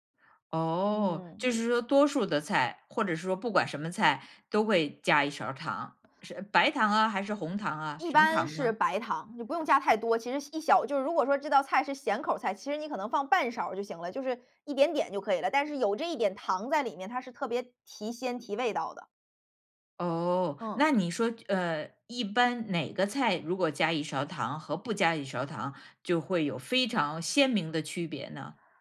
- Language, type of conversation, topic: Chinese, podcast, 你平时做饭有哪些习惯？
- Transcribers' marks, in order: none